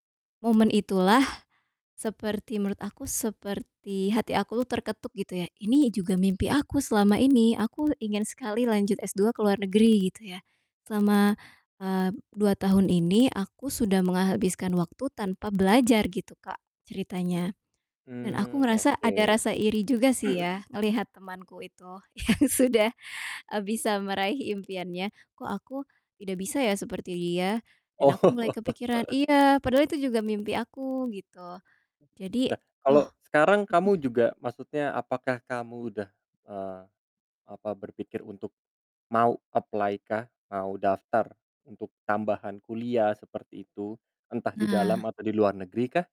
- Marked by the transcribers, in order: distorted speech; throat clearing; laughing while speaking: "yang"; laughing while speaking: "Oh"; laugh; other background noise; in English: "apply"
- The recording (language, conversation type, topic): Indonesian, podcast, Bagaimana kamu tetap termotivasi saat belajar terasa sulit?